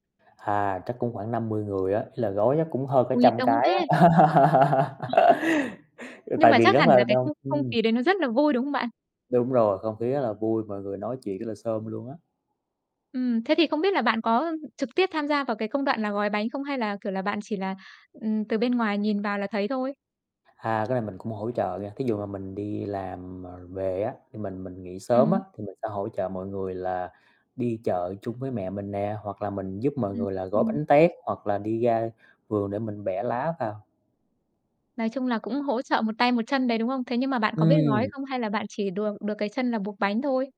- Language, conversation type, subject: Vietnamese, podcast, Bạn nghĩ ẩm thực giúp gìn giữ văn hoá như thế nào?
- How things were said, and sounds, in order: tapping; other background noise; laugh